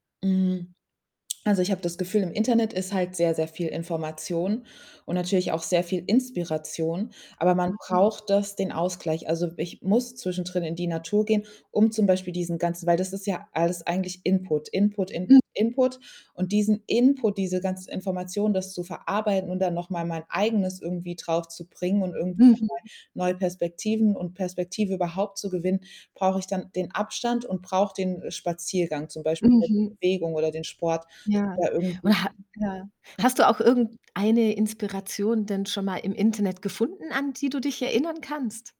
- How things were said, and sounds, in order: other background noise; distorted speech; unintelligible speech
- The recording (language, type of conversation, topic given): German, podcast, Wo findest du Inspiration außerhalb des Internets?